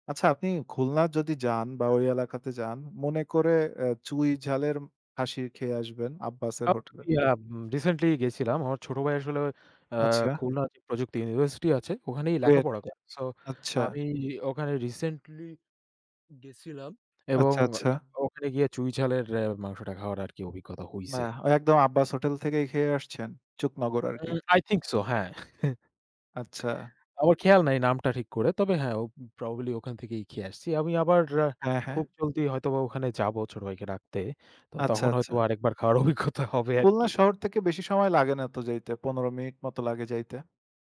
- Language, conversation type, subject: Bengali, unstructured, ভ্রমণ করার সময় তোমার সবচেয়ে ভালো স্মৃতি কোনটি ছিল?
- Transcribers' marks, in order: unintelligible speech; in English: "I think so"; chuckle; laughing while speaking: "অভিজ্ঞতা হবে আরকি"